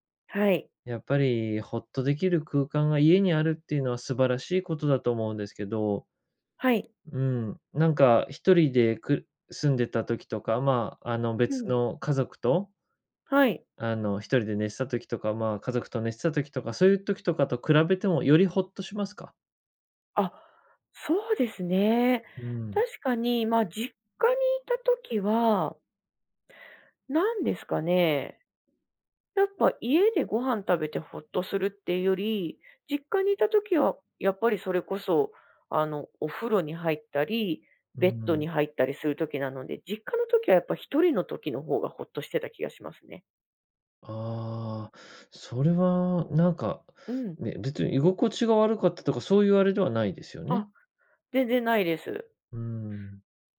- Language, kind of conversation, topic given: Japanese, podcast, 夜、家でほっとする瞬間はいつですか？
- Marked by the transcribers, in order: other background noise